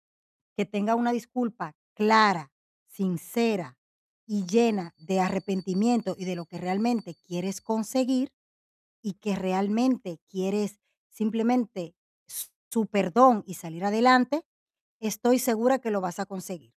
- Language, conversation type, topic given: Spanish, advice, ¿Cómo puedo reconstruir la confianza después de lastimar a alguien?
- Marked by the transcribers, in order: other background noise